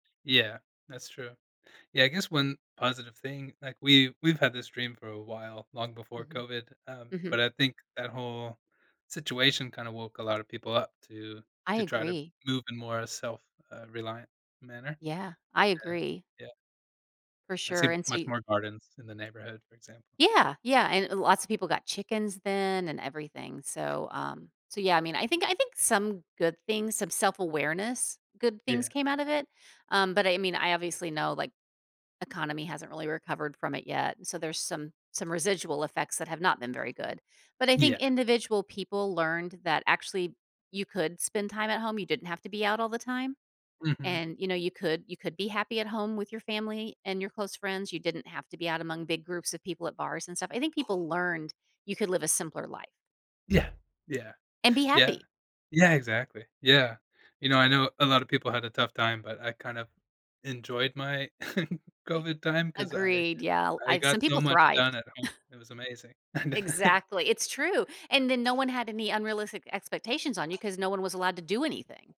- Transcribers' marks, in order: other noise; other background noise; tapping; chuckle; scoff; laughing while speaking: "And"; laugh
- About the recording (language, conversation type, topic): English, advice, How can I celebrate a personal milestone?
- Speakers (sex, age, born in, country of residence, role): female, 55-59, United States, United States, advisor; male, 35-39, United States, United States, user